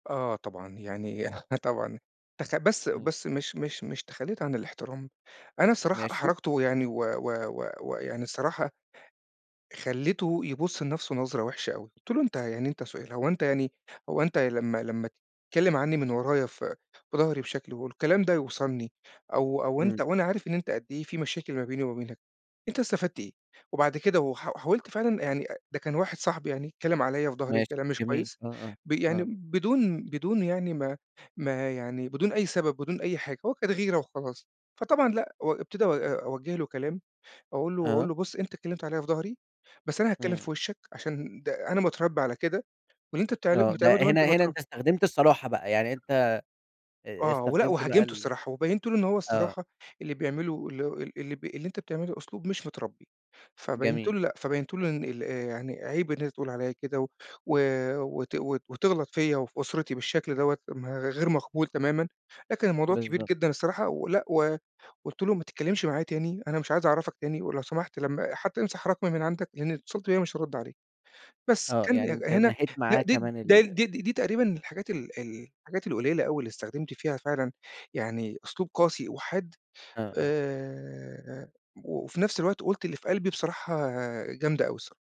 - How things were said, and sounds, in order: chuckle; other background noise
- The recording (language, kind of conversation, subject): Arabic, podcast, إزاي بتوازن بين الصراحة والاحترام؟